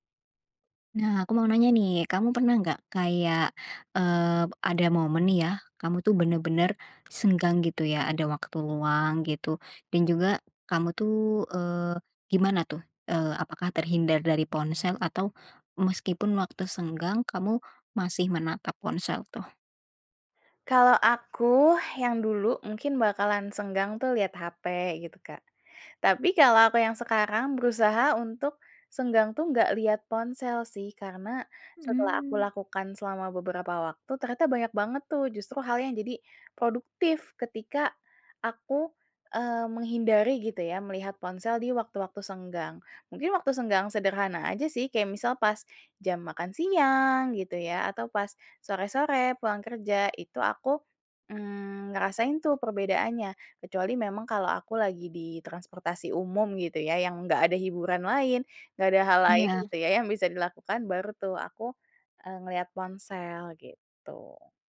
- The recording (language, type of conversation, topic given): Indonesian, podcast, Apa trik sederhana yang kamu pakai agar tetap fokus bekerja tanpa terganggu oleh ponsel?
- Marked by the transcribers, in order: other background noise